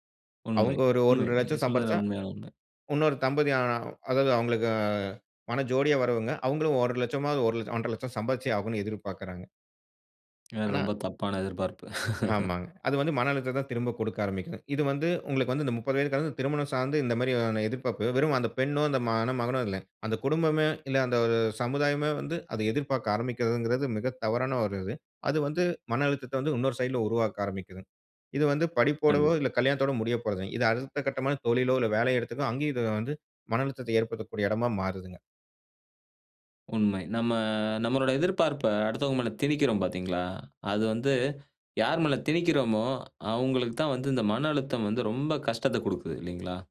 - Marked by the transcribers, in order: laugh
- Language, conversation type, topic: Tamil, podcast, தியானம் மனஅழுத்தத்தை சமாளிக்க எப்படிப் உதவுகிறது?